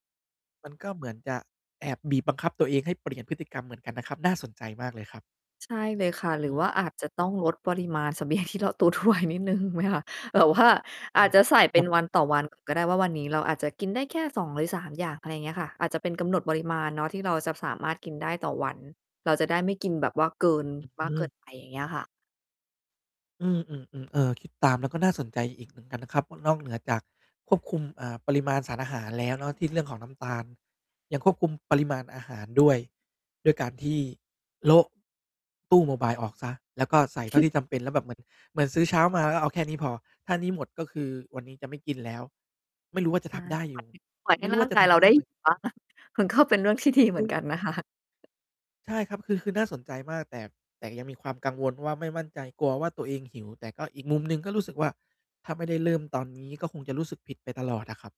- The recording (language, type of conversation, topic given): Thai, advice, คุณกินเพราะเครียดแล้วรู้สึกผิดบ่อยแค่ไหน?
- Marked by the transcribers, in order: distorted speech; laughing while speaking: "เสบียงที่เราตุนนิดหนึ่งไหมคะ แบบว่า"; other background noise; in English: "โมไบล์"; unintelligible speech; laughing while speaking: "ที่ดีเหมือนกันนะคะ"; tapping